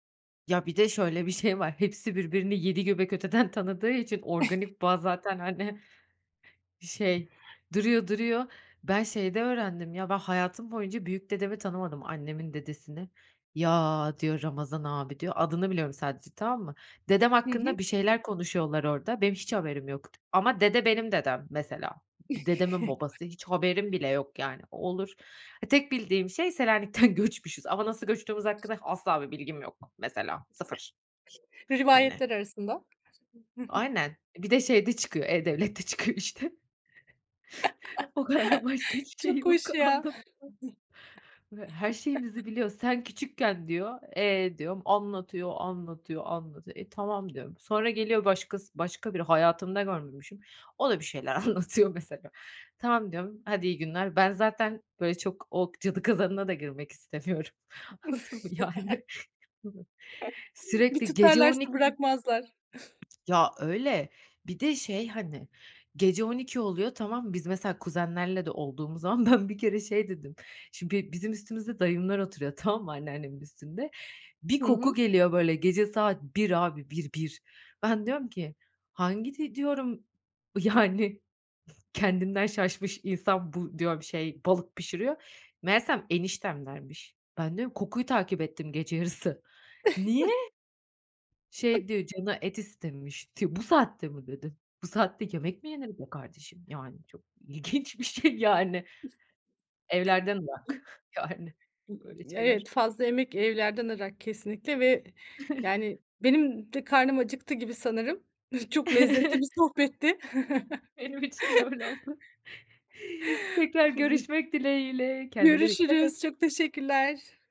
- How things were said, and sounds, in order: laughing while speaking: "şey var"; laughing while speaking: "öteden"; chuckle; laughing while speaking: "hani"; tapping; chuckle; laughing while speaking: "Selanik'ten göçmüşüz"; chuckle; chuckle; laughing while speaking: "O kadar başka hiçbir şey yok, anlatacağım"; chuckle; chuckle; laughing while speaking: "anlatıyor"; chuckle; laughing while speaking: "cadı kazanına da"; laughing while speaking: "istemiyorum. Anladın mı? Yani"; chuckle; other noise; other background noise; laughing while speaking: "ben"; laughing while speaking: "yani kendinden"; chuckle; laughing while speaking: "yarısı"; laughing while speaking: "ilginç bir şey yani"; chuckle; chuckle; laughing while speaking: "Çok lezzetli bir sohbetti"; chuckle; laughing while speaking: "Hı hı. Benim için de öyle oldu"; chuckle
- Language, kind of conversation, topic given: Turkish, podcast, Yemek yaparken vakit geçirmek sana ne hissettiriyor?